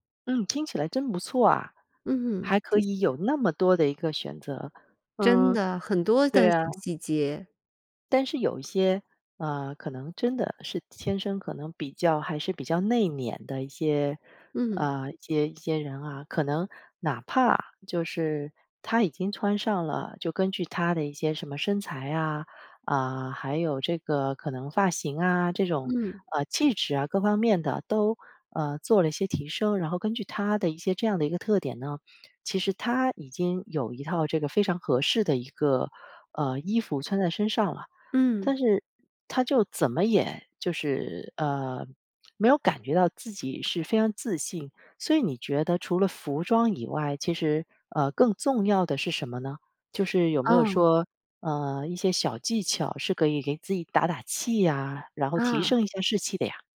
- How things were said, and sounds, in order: "内敛" said as "内碾"
- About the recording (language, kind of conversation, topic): Chinese, podcast, 你是否有过通过穿衣打扮提升自信的经历？